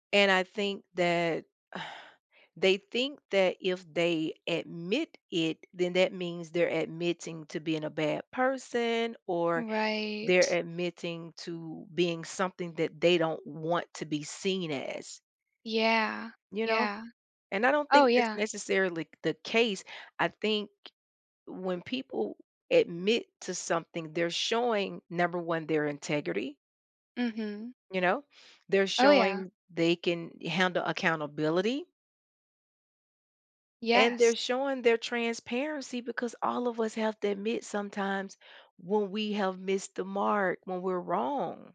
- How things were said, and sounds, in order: sigh; drawn out: "Right"
- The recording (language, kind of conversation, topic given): English, unstructured, Why do people find it hard to admit they're wrong?